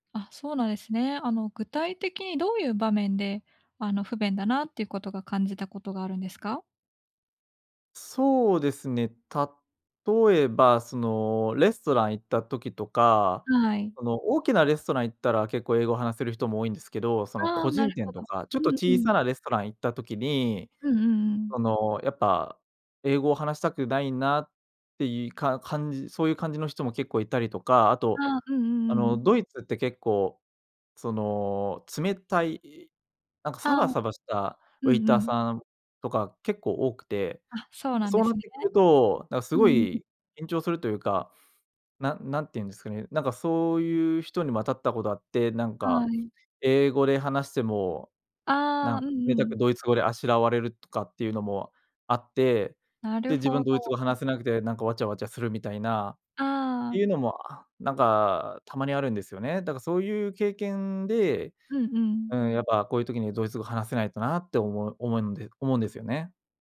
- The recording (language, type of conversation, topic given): Japanese, advice, 最初はやる気があるのにすぐ飽きてしまうのですが、どうすれば続けられますか？
- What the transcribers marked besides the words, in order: none